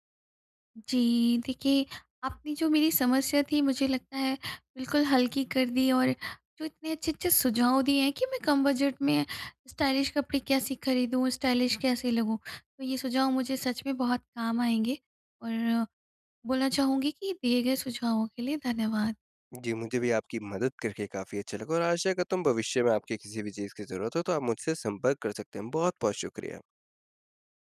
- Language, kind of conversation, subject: Hindi, advice, कम बजट में मैं अच्छा और स्टाइलिश कैसे दिख सकता/सकती हूँ?
- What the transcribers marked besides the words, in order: in English: "स्टाइलिश"; in English: "स्टाइलिश"